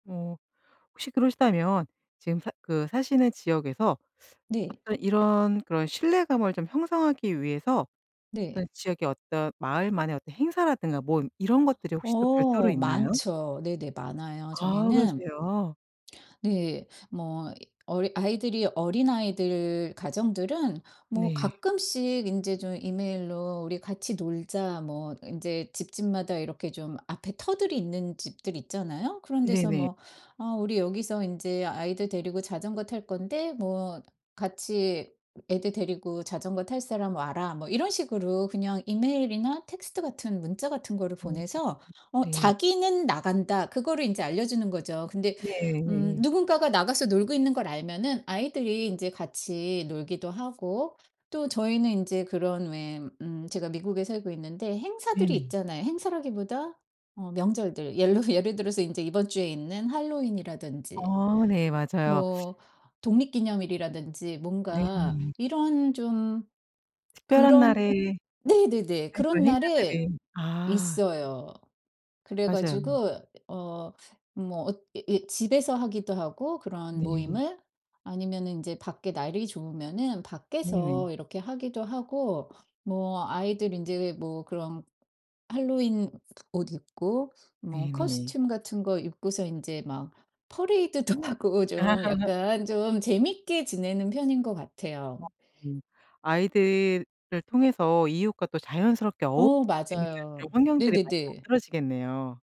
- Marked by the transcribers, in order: tapping; other background noise; teeth sucking; in English: "코스튬"; laughing while speaking: "퍼레이드도 하고"; laugh
- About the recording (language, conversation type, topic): Korean, podcast, 이웃끼리 서로 돕고 도움을 받는 문화를 어떻게 만들 수 있을까요?